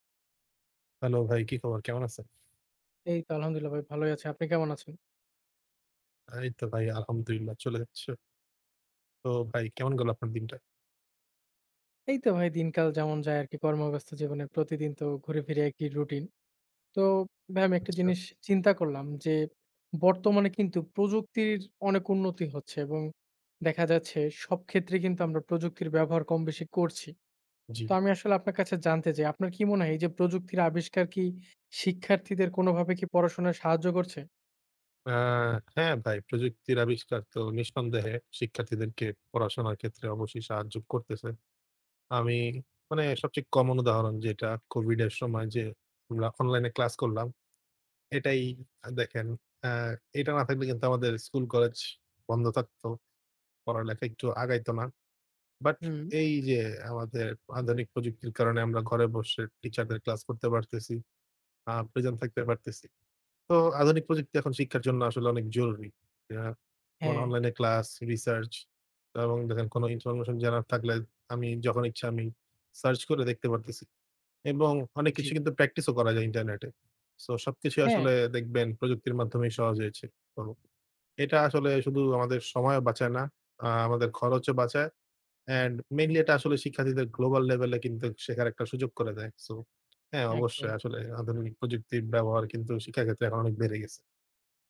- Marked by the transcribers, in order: other background noise; tapping
- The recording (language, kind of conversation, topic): Bengali, unstructured, শিক্ষার্থীদের জন্য আধুনিক প্রযুক্তি ব্যবহার করা কতটা জরুরি?
- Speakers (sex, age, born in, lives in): male, 20-24, Bangladesh, Bangladesh; male, 25-29, Bangladesh, Bangladesh